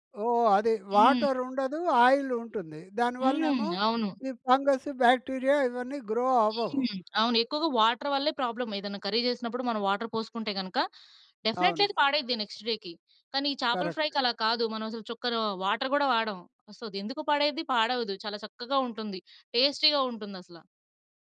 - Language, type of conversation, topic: Telugu, podcast, అమ్మ వంటల వాసన ఇంటి అంతటా ఎలా పరిమళిస్తుంది?
- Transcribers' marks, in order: in English: "బాక్టీరియా"; in English: "గ్రో"; in English: "వాటర్"; in English: "ప్రాబ్లమ్"; in English: "కర్రీ"; in English: "వాటర్"; in English: "డెఫినిట్లీ"; in English: "నెక్స్ట్ డేకి"; in English: "కరెక్ట్"; in English: "ఫ్రైకి"; in English: "వాటర్"; in English: "సో"; in English: "టేస్టీగా"